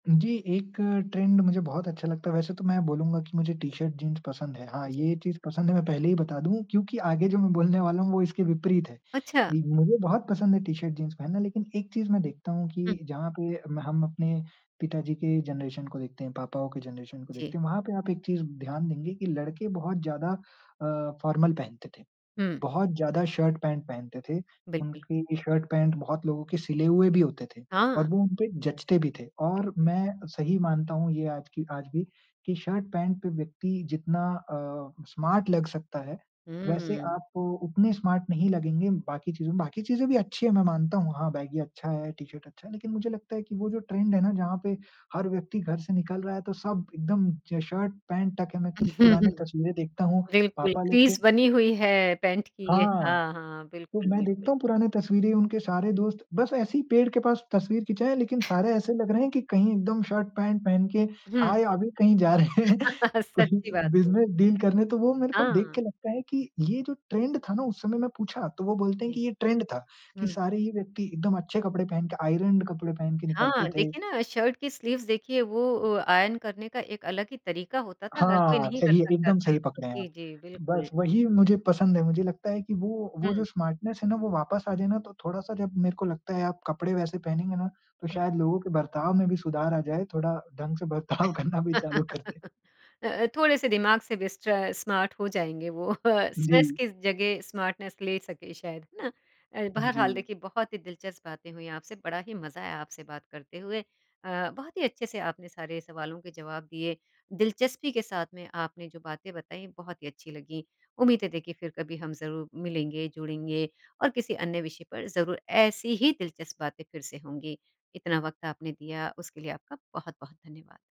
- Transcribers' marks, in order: in English: "ट्रेंड"; other noise; in English: "जनरेशन"; in English: "जनरेशन"; in English: "फॉर्मल"; in English: "स्मार्ट"; in English: "स्मार्ट"; in English: "ट्रेंड"; in English: "टक"; chuckle; in English: "क्रीज़"; chuckle; laughing while speaking: "रहे हैं। कोई"; chuckle; in English: "बिज़नस डील"; in English: "ट्रेंड"; in English: "ट्रेंड"; in English: "आयरन्ड"; in English: "स्लीव्स"; in English: "आयन"; in English: "स्मार्टनेस"; laughing while speaking: "बर्ताव करना भी चालू कर दे"; laugh; in English: "स्मार्ट"; laughing while speaking: "वो"; in English: "स्ट्रेस"; in English: "स्मार्टनैस"
- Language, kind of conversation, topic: Hindi, podcast, समय के साथ आपकी स्टाइल कैसे बदलती रही है?